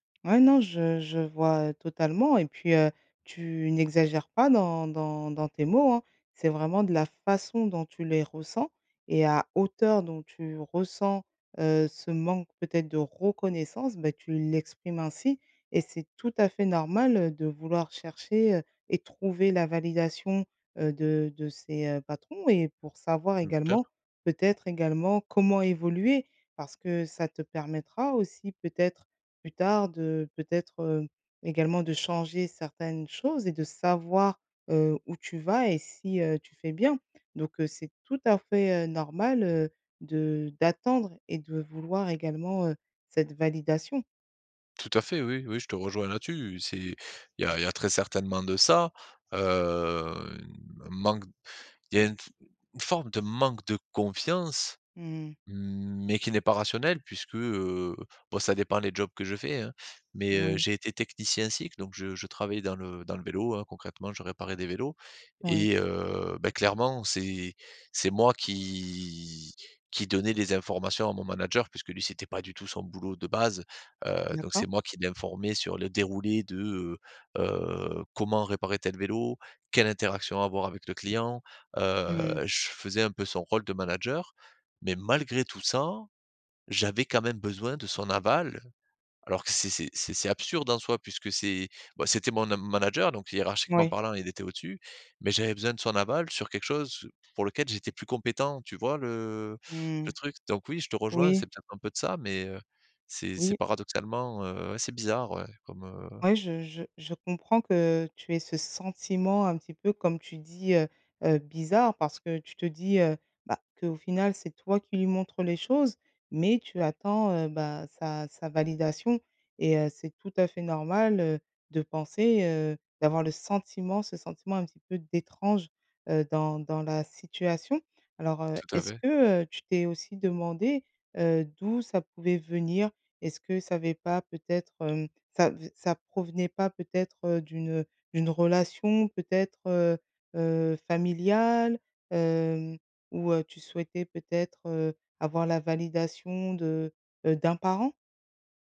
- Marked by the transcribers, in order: drawn out: "heu"; drawn out: "qui"; tapping
- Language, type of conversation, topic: French, advice, Comment demander un retour honnête après une évaluation annuelle ?